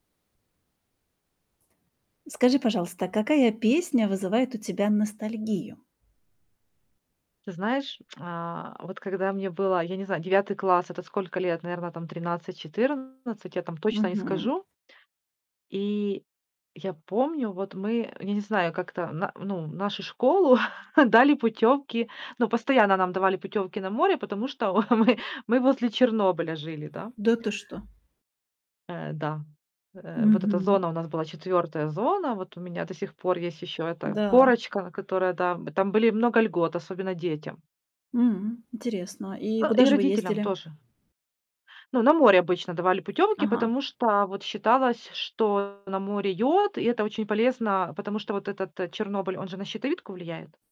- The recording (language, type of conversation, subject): Russian, podcast, Какая песня вызывает у тебя ностальгию?
- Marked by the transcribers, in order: static; distorted speech; chuckle; chuckle; "путёвки" said as "путёмки"